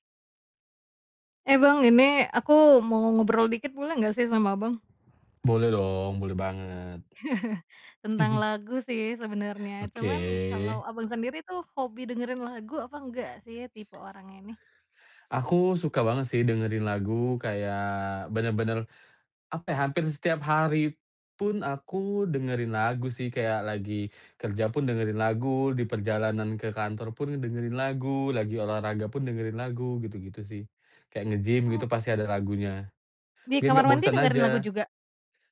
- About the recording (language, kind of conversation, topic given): Indonesian, podcast, Lagu apa yang paling sering bikin kamu mewek, dan kenapa?
- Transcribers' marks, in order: other background noise; chuckle; tapping; chuckle; drawn out: "Oke"